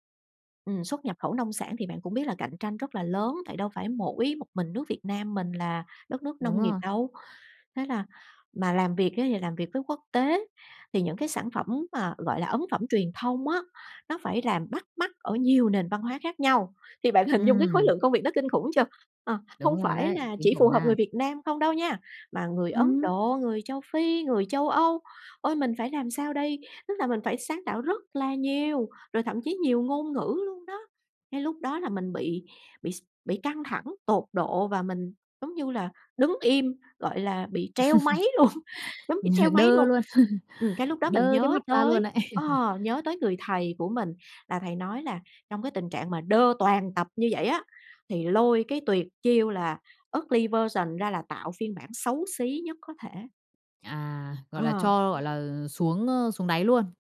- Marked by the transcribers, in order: tapping; laugh; laughing while speaking: "luôn"; laugh; in English: "ugly version"; other background noise
- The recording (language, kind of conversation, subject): Vietnamese, podcast, Bạn thường tìm cảm hứng sáng tạo từ đâu?